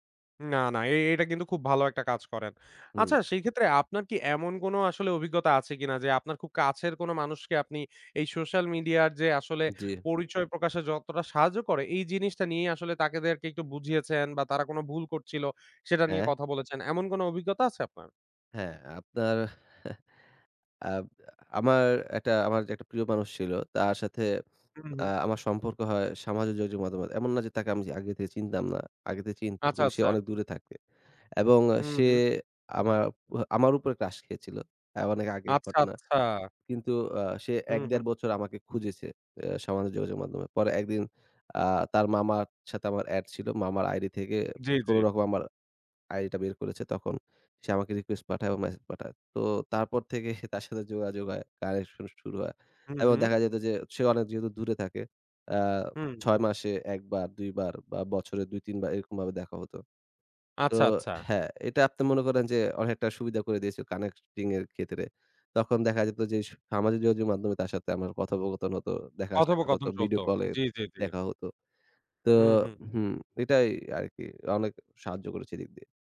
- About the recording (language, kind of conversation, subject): Bengali, podcast, সামাজিক মিডিয়া আপনার পরিচয়ে কী ভূমিকা রাখে?
- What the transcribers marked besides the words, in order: "তাদেরকে" said as "তাকেদেরকে"; chuckle; chuckle